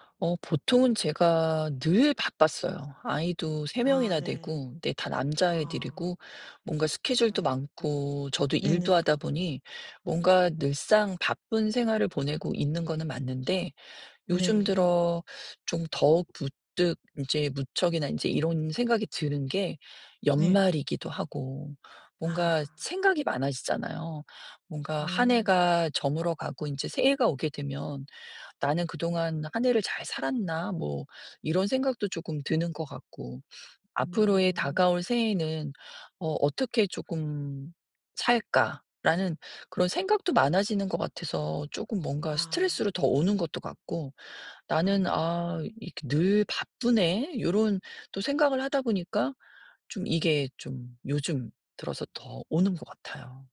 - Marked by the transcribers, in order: other background noise
- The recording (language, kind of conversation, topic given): Korean, advice, 휴일을 스트레스 없이 편안하고 즐겁게 보내려면 어떻게 해야 하나요?